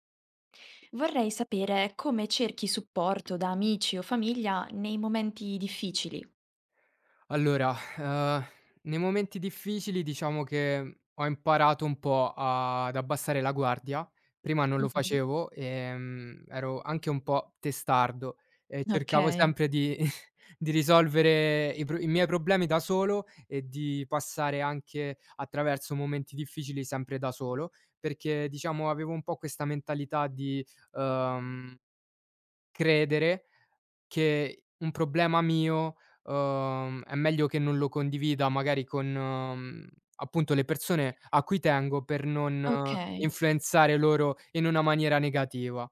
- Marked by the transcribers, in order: tapping; sigh; chuckle
- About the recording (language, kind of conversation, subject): Italian, podcast, Come cerchi supporto da amici o dalla famiglia nei momenti difficili?